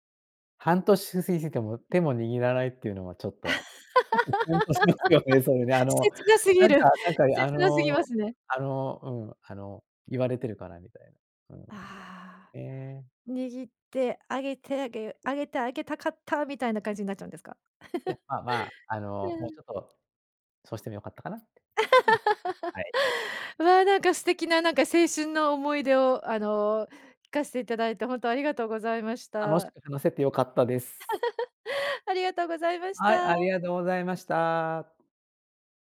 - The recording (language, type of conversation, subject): Japanese, podcast, 心に残っている曲を1曲教えてもらえますか？
- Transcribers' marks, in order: laugh; laughing while speaking: "しますよね"; laugh; laugh; laugh